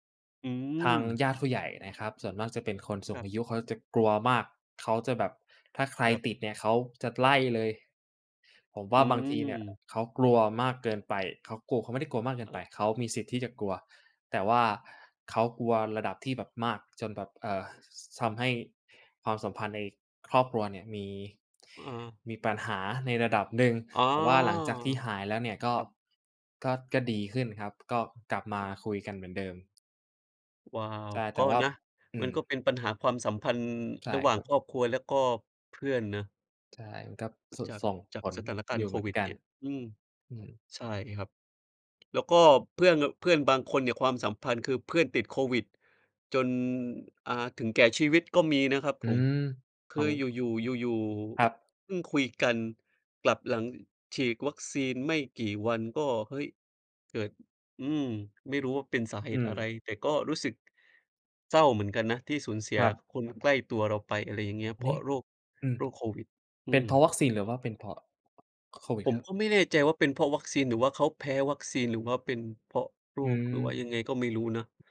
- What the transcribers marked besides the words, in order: tapping; other noise; other background noise
- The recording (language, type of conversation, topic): Thai, unstructured, โควิด-19 เปลี่ยนแปลงโลกของเราไปมากแค่ไหน?